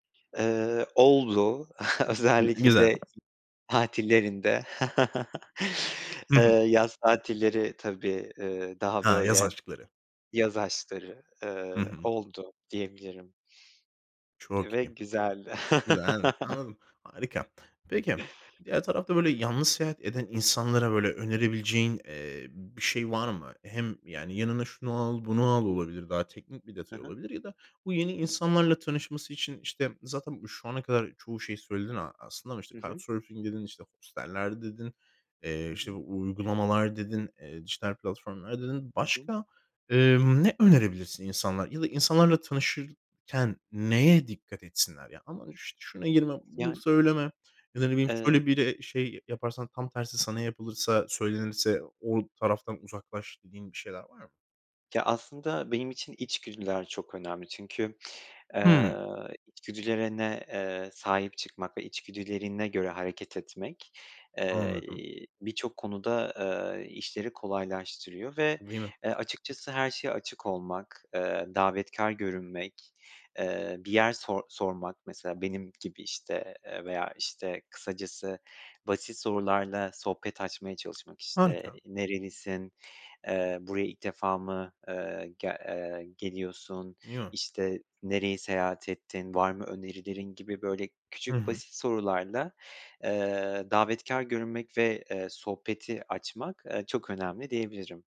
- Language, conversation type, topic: Turkish, podcast, Yalnız seyahat ederken yeni insanlarla nasıl tanışılır?
- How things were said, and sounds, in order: chuckle; tapping; laugh; laugh; other background noise; in English: "card surfing"; other noise